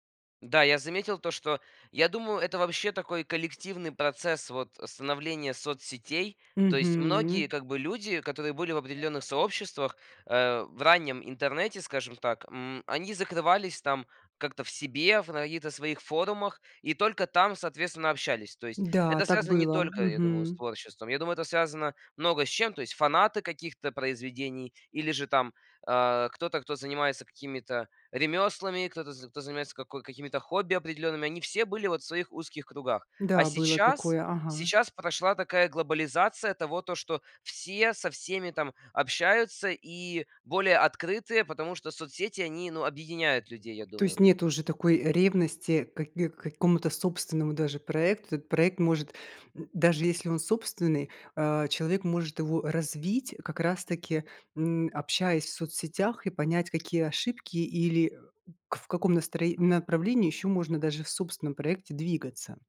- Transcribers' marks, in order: other background noise
- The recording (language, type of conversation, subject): Russian, podcast, Как социальные сети влияют на твой творческий процесс?